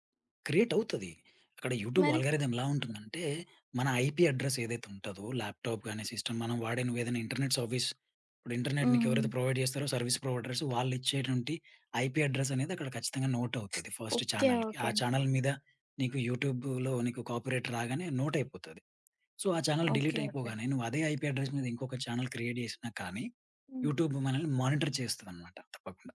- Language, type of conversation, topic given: Telugu, podcast, హాబీని ఉద్యోగంగా మార్చాలనుకుంటే మొదట ఏమి చేయాలి?
- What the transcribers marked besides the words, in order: other background noise; in English: "యూట్యూబ్ ఆల్‌గోరిథం"; in English: "ఐపీ"; in English: "ల్యాప్‌టాప్‌గానీ, సిస్టమ్"; in English: "ఇంటర్నెట్ సర్వీస్"; in English: "ఇంటర్నెట్"; in English: "ప్రొవైడ్"; in English: "సర్విస్ ప్రొవైడర్స్"; in English: "ఐపీ"; in English: "ఫస్ట్ చానెల్‌కి"; in English: "చానెల్"; in English: "యూట్యూబ్‌లో"; in English: "కాపొరేట్"; in English: "సో"; in English: "చానెల్"; tapping; in English: "ఐపీ అడ్రెస్"; in English: "చానెల్ క్రియేట్"; in English: "మోనిటర్"